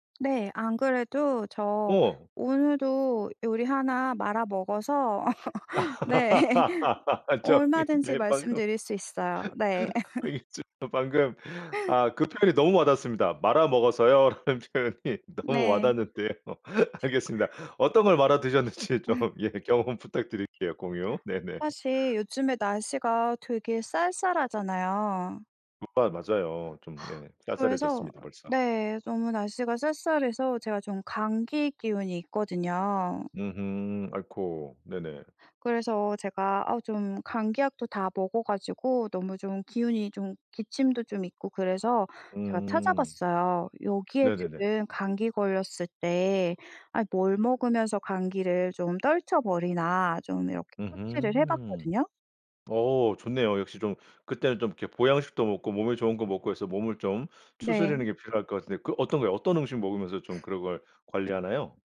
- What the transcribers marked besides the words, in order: tapping; laugh; laughing while speaking: "네"; laugh; laughing while speaking: "저기 네 방금 여기 저 방금"; laugh; laughing while speaking: "라는 표현이 너무 와닿는데요"; laughing while speaking: "드셨는지 좀 예 경험 부탁드릴게요. 공유 네네"; laugh; laugh; other background noise; in English: "서치를"
- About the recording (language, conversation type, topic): Korean, podcast, 실패한 요리 경험을 하나 들려주실 수 있나요?